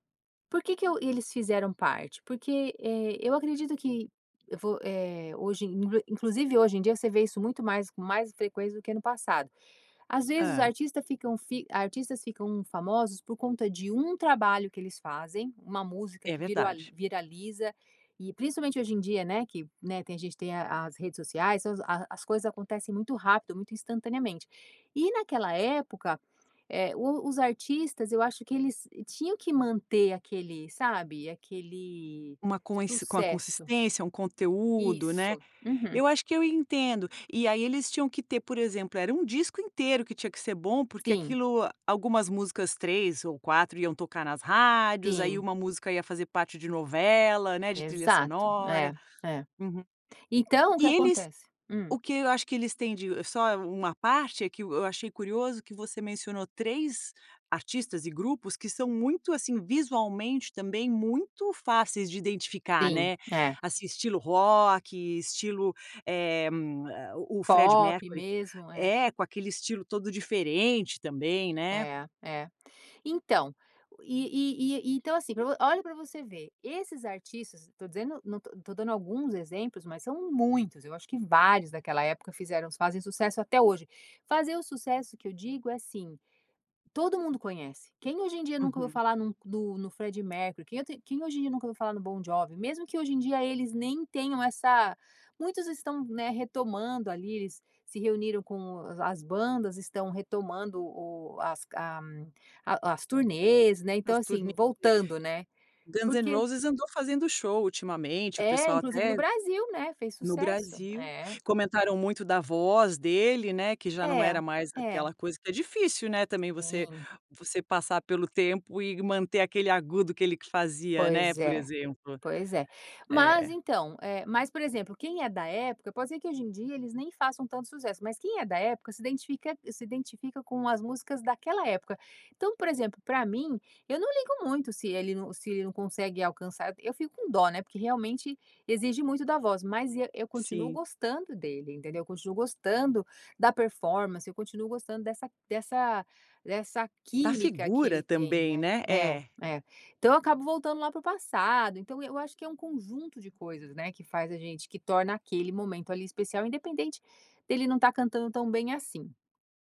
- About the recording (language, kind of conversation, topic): Portuguese, podcast, Que artistas você considera parte da sua identidade musical?
- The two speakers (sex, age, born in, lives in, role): female, 50-54, Brazil, United States, host; female, 50-54, United States, United States, guest
- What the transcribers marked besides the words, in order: unintelligible speech; background speech